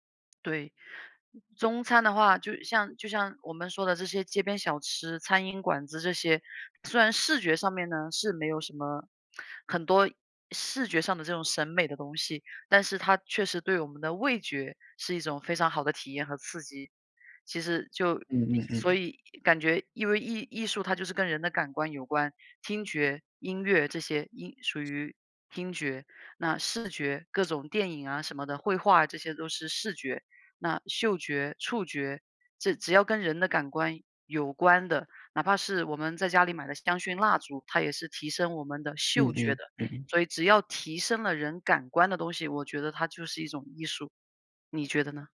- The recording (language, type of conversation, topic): Chinese, unstructured, 在你看来，食物与艺术之间有什么关系？
- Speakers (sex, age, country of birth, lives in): female, 35-39, China, United States; male, 25-29, China, Netherlands
- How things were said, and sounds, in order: other background noise